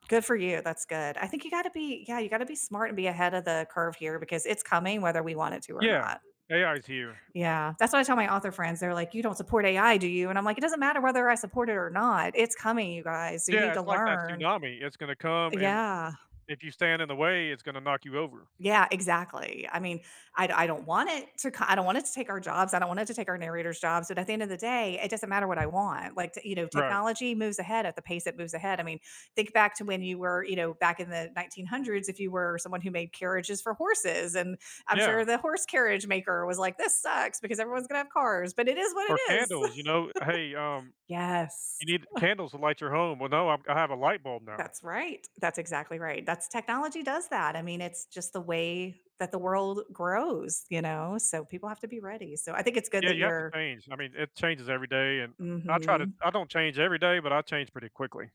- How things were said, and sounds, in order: other background noise; laugh; chuckle
- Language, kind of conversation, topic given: English, unstructured, What recent news story worried you?